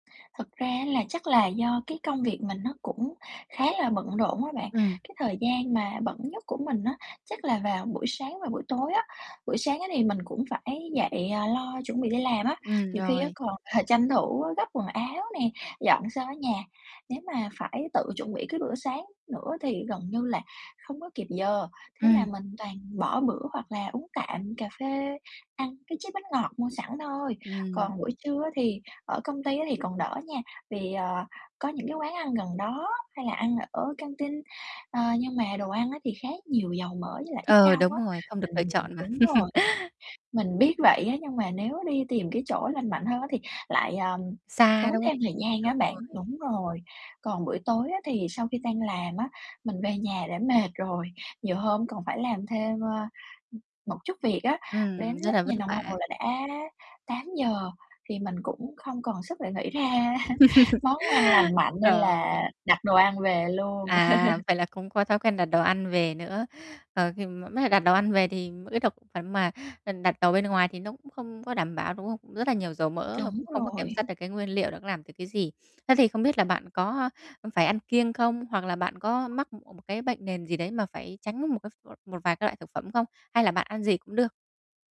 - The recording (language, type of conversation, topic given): Vietnamese, advice, Làm sao để duy trì thói quen ăn uống lành mạnh khi bạn quá bận rộn và không có nhiều thời gian?
- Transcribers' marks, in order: distorted speech; tapping; laughing while speaking: "ờ"; other background noise; laugh; laugh; chuckle; laugh